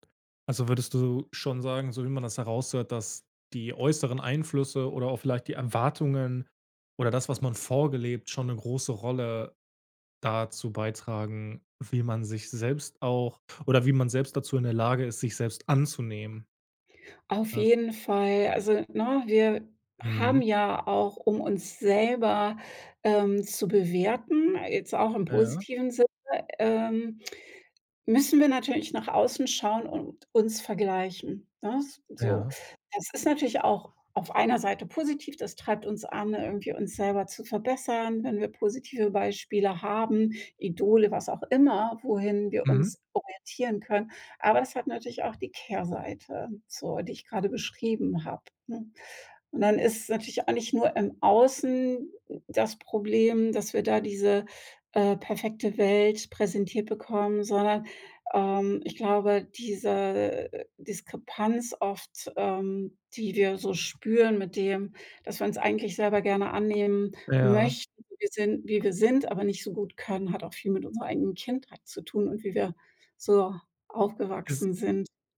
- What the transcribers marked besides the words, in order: other noise; other background noise
- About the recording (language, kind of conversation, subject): German, podcast, Was ist für dich der erste Schritt zur Selbstannahme?